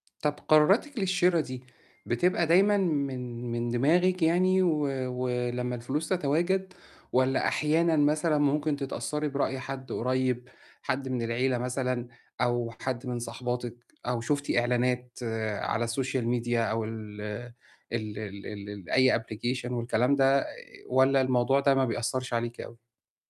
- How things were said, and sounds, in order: tapping; in English: "السوشيال ميديا"; in English: "application"
- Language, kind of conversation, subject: Arabic, advice, إزاي أفرق بين اللي أنا عايزه بجد وبين اللي ضروري؟